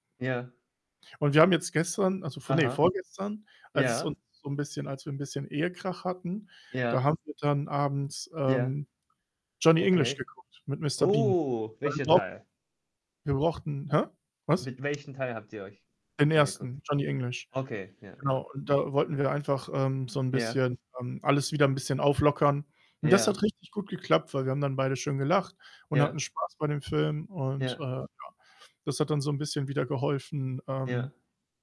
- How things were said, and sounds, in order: static; other background noise; drawn out: "Oh"; distorted speech
- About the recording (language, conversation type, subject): German, unstructured, Welche Rolle spielt Humor in deinem Alltag?